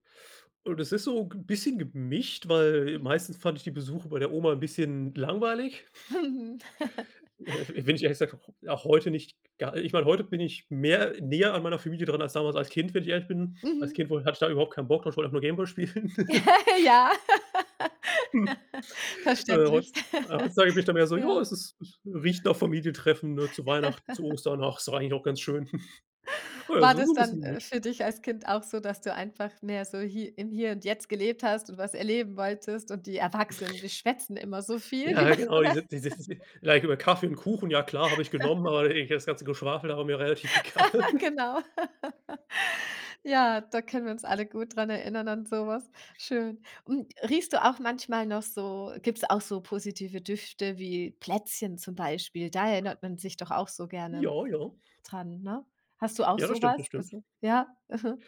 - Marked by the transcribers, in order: snort; chuckle; unintelligible speech; laugh; laughing while speaking: "Ja"; chuckle; laugh; laugh; chuckle; chuckle; chuckle; laughing while speaking: "die"; unintelligible speech; unintelligible speech; chuckle; unintelligible speech; laugh; laughing while speaking: "egal"; laugh; chuckle
- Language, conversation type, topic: German, podcast, Welche Gerüche wecken bei dir sofort Erinnerungen?